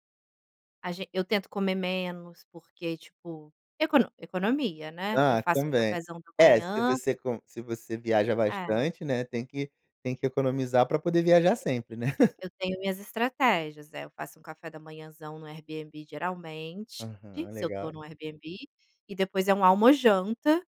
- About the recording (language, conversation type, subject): Portuguese, advice, Como você gostaria de quebrar a rotina durante viagens ou fins de semana?
- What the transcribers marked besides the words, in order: tapping; unintelligible speech; chuckle